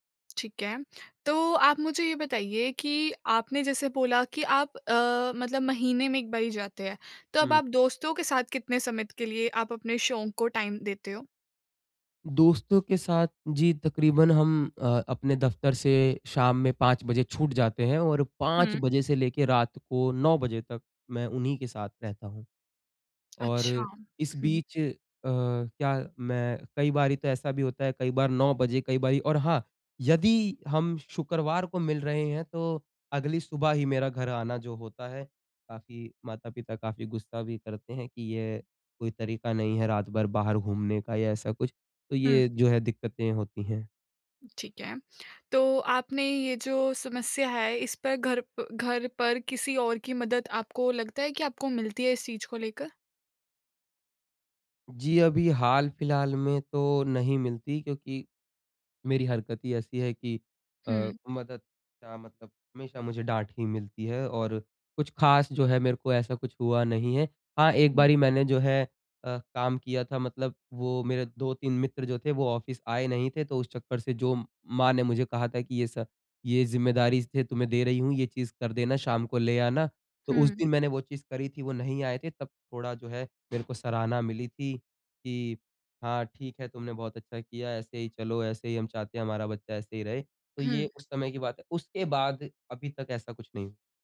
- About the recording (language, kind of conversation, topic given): Hindi, advice, मैं अपने शौक और घर की जिम्मेदारियों के बीच संतुलन कैसे बना सकता/सकती हूँ?
- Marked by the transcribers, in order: in English: "टाइम"; in English: "ऑफिस"; tapping